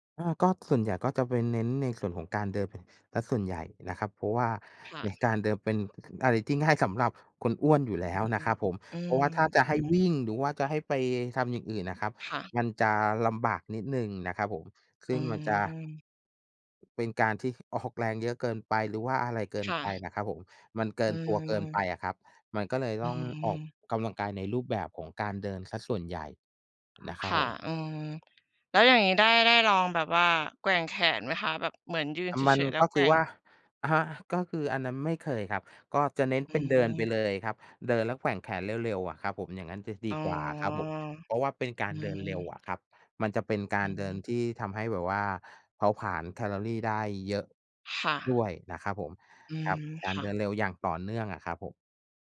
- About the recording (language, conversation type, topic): Thai, unstructured, ถ้าคุณมีเวลาว่าง คุณชอบออกกำลังกายแบบไหนมากที่สุด?
- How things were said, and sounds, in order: other noise; other background noise